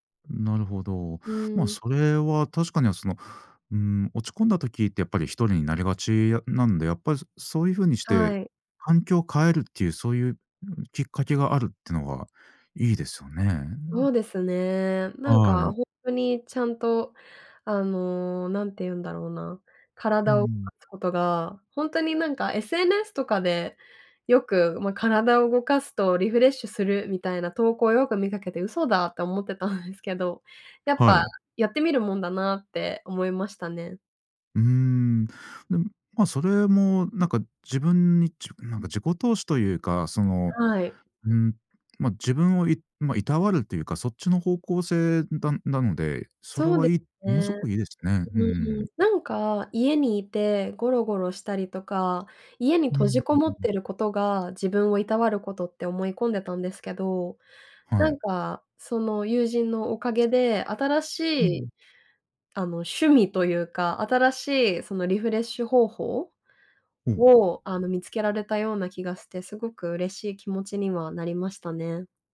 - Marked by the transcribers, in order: other noise
- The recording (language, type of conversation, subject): Japanese, podcast, 挫折から立ち直るとき、何をしましたか？